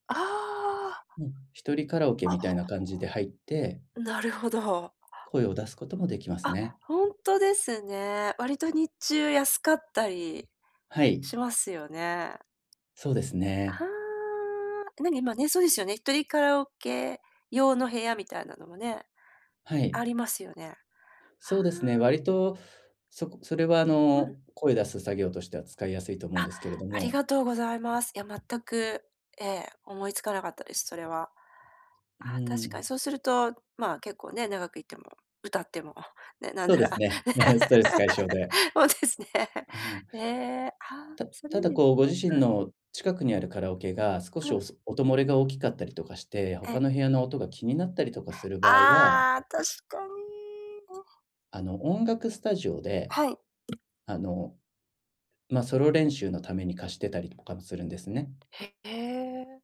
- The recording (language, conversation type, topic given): Japanese, advice, 集中して作業する時間をどうやって確保すればいいですか？
- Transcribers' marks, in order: tapping; other background noise; chuckle; laughing while speaking: "なんなら。そうですね"; unintelligible speech